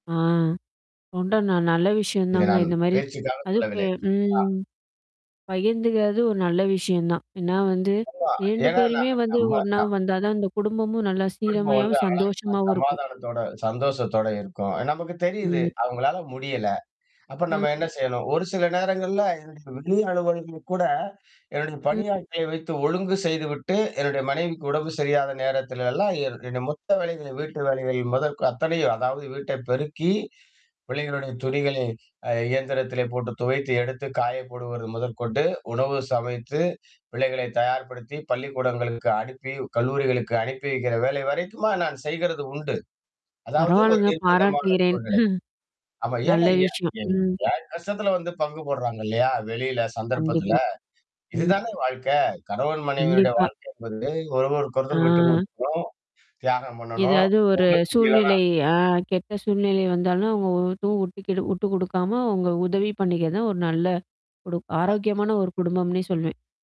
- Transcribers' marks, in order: static; other background noise; distorted speech; unintelligible speech; tapping; chuckle; unintelligible speech; unintelligible speech
- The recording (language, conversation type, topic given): Tamil, podcast, ஓர் குடும்பத்தில் உணவுப் பணிகளைப் பகிர்ந்துகொள்ளும் முறை என்ன?